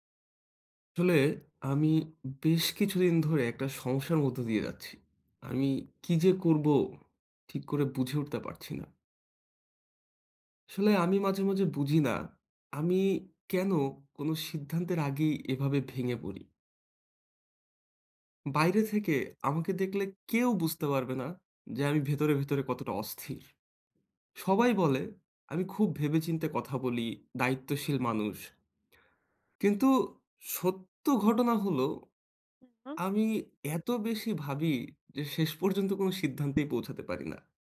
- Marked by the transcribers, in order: none
- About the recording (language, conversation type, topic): Bengali, advice, আমি কীভাবে ভবিষ্যতে অনুশোচনা কমিয়ে বড় সিদ্ধান্ত নেওয়ার প্রস্তুতি নেব?